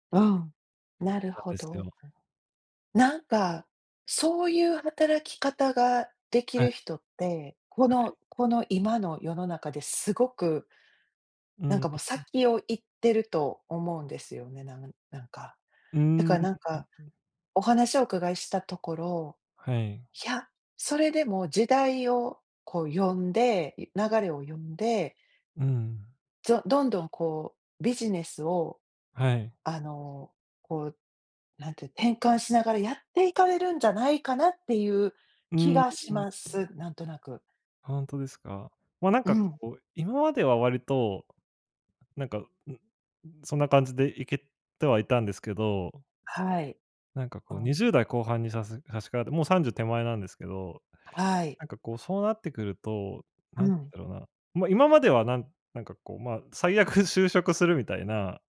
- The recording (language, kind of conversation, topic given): Japanese, advice, 世界的な出来事が原因で将来が不安に感じるとき、どう対処すればよいですか？
- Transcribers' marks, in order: other noise; unintelligible speech